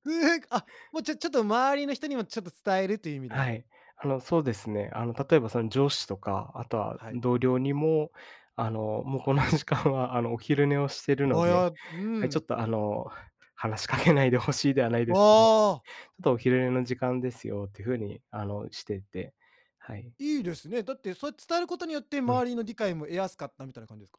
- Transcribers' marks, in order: joyful: "うえ"; laughing while speaking: "この時間は"; laughing while speaking: "話しかけないで欲しいではないですけど"
- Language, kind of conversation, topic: Japanese, podcast, 仕事でストレスを感じたとき、どんな対処をしていますか？